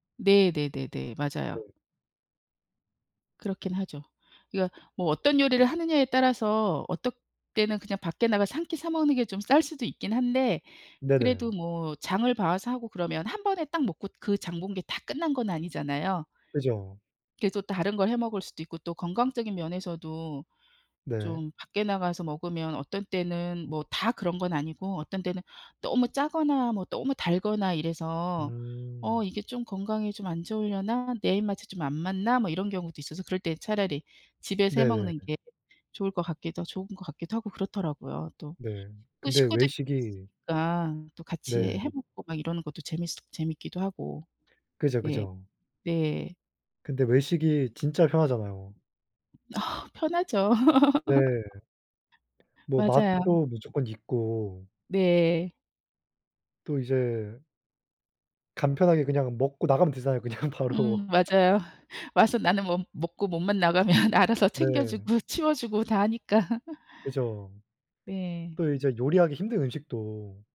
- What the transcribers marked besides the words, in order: laugh; laughing while speaking: "그냥 바로"; laughing while speaking: "나가면"; tapping; laugh
- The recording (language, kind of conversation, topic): Korean, unstructured, 집에서 요리해 먹는 것과 외식하는 것 중 어느 쪽이 더 좋으신가요?